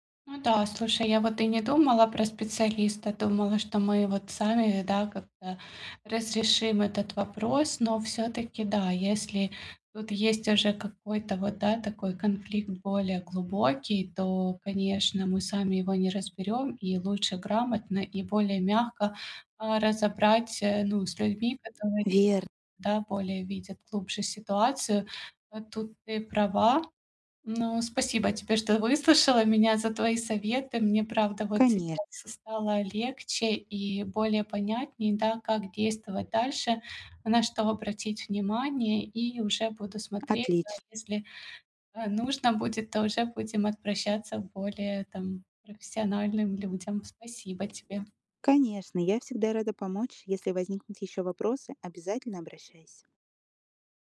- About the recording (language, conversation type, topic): Russian, advice, Как мирно решить ссору во время семейного праздника?
- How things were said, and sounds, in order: other background noise; tapping